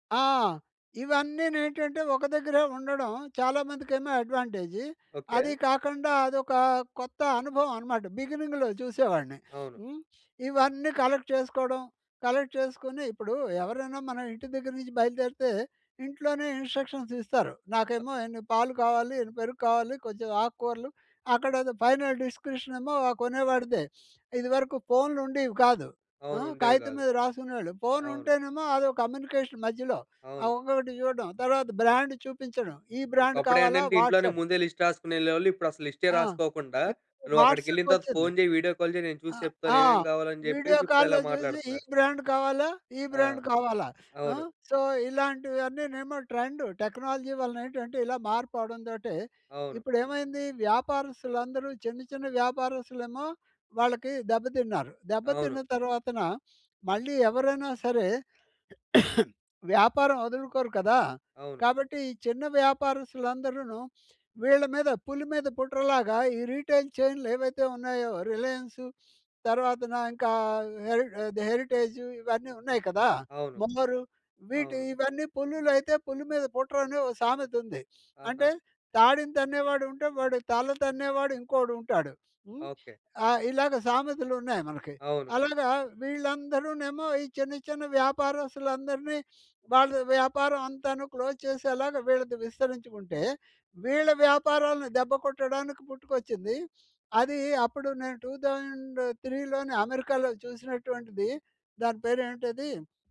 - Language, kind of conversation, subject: Telugu, podcast, టెక్నాలజీ చిన్న వ్యాపారాలను ఎలా మార్చుతోంది?
- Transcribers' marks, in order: in English: "బిగినింగ్‌లో"; sniff; in English: "కలెక్ట్"; in English: "కలెక్ట్"; in English: "ఇన్స్ట్రక్షన్స్"; in English: "ఫైనల్ డిస్క్రిప్షన్"; sniff; in English: "కమ్యూనికేషన్"; in English: "బ్రాండ్"; in English: "బ్రాండ్"; in English: "వాట్సాప్"; in English: "లిస్ట్"; in English: "వాట్సాప్"; in English: "వీడియో కాల్"; in English: "వీడియో కాల్‌లో"; in English: "బ్రాండ్"; in English: "బ్రాండ్"; in English: "సో"; in English: "ట్రెండ్. టెక్నాలజీ"; sniff; cough; in English: "రిటైల్"; other background noise; sniff; sniff; in English: "క్లోజ్"; in English: "టూ థౌసండ్ త్రీ‌లోనే"